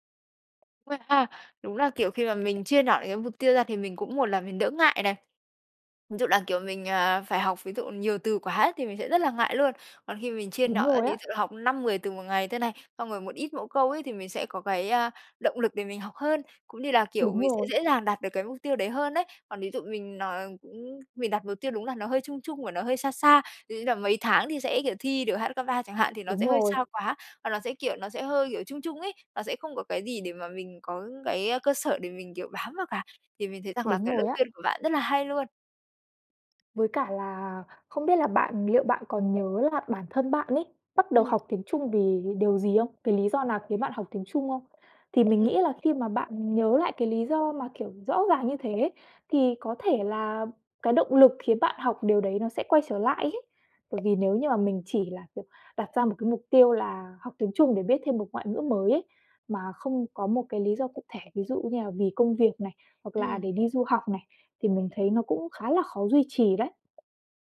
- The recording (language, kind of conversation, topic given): Vietnamese, advice, Bạn nên làm gì khi lo lắng và thất vọng vì không đạt được mục tiêu đã đặt ra?
- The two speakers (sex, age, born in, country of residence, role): female, 20-24, Vietnam, Vietnam, advisor; female, 25-29, Vietnam, Vietnam, user
- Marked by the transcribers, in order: tapping; unintelligible speech; unintelligible speech